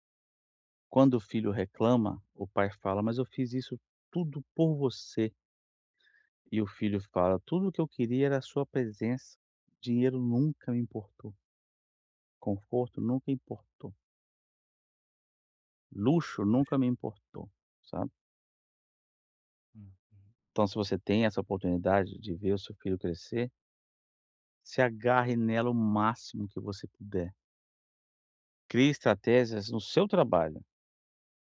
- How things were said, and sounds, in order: none
- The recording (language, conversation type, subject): Portuguese, advice, Como posso evitar interrupções durante o trabalho?